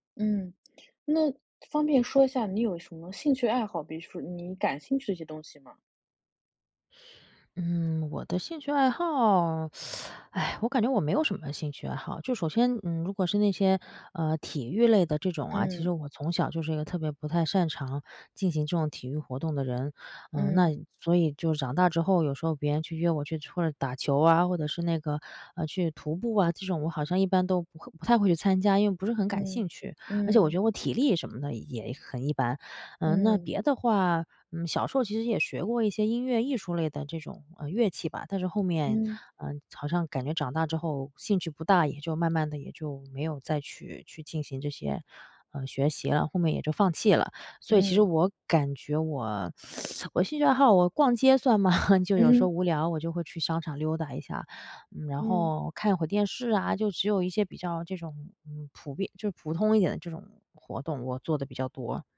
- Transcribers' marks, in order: teeth sucking; teeth sucking; chuckle; tapping
- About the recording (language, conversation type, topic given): Chinese, advice, 休闲时间总觉得无聊，我可以做些什么？